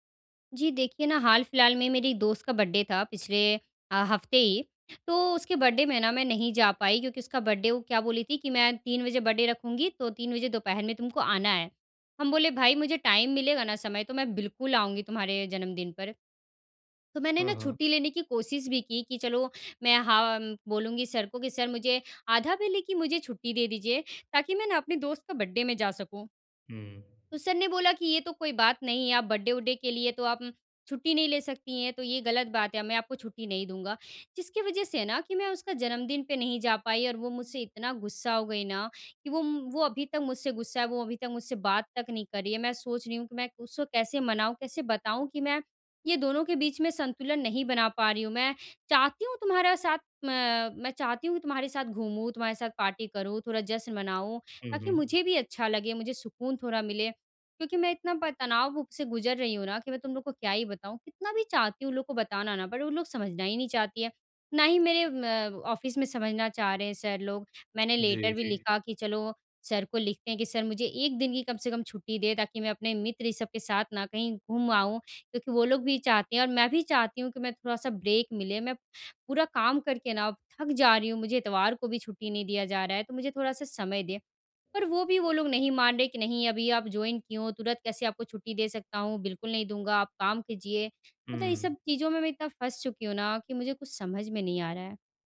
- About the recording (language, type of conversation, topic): Hindi, advice, काम और सामाजिक जीवन के बीच संतुलन
- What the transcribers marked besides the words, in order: in English: "बर्थडे"; in English: "बर्थडे"; in English: "बर्थडे"; in English: "बर्थडे"; in English: "टाइम"; in English: "बर्थडे"; in English: "बर्थडे"; in English: "बट"; in English: "ऑफ़िस"; in English: "लेटर"; in English: "ब्रेक"; in English: "जॉइन"